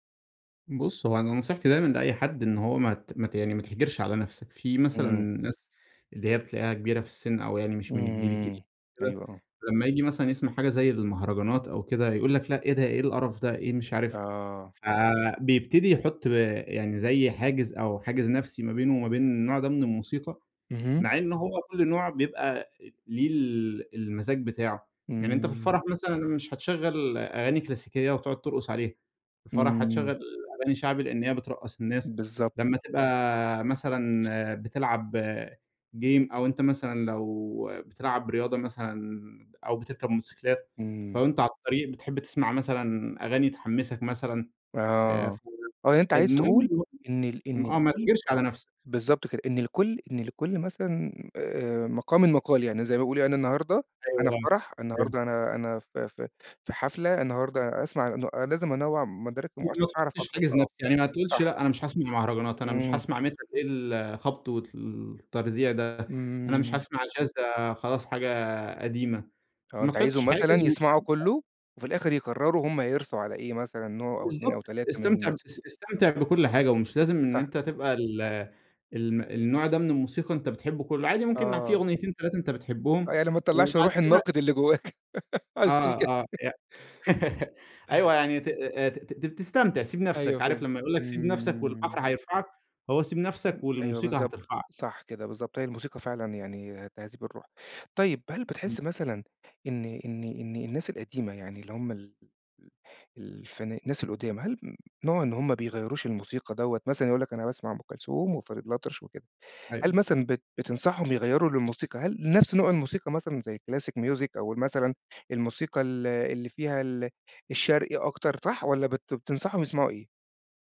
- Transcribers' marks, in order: other background noise; in English: "game"; unintelligible speech; unintelligible speech; tapping; laugh; laughing while speaking: "عايز تقول كده"; laugh; unintelligible speech; in English: "الclassic music"
- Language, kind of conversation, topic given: Arabic, podcast, إزاي تنصح حد يوسّع ذوقه في المزيكا؟